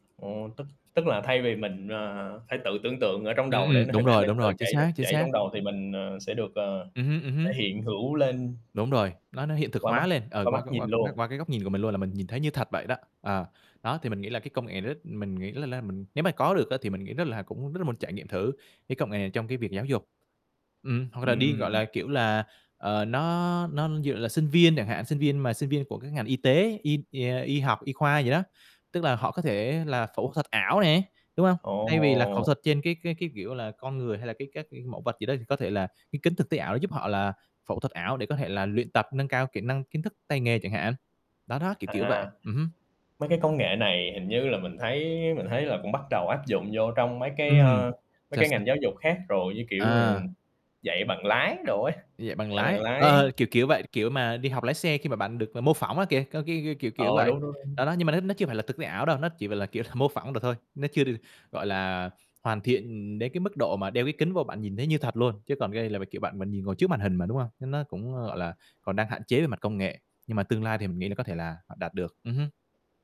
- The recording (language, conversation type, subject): Vietnamese, unstructured, Bạn nghĩ giáo dục trong tương lai sẽ thay đổi như thế nào nhờ công nghệ?
- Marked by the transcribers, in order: static; tapping; other background noise; laughing while speaking: "kiểu"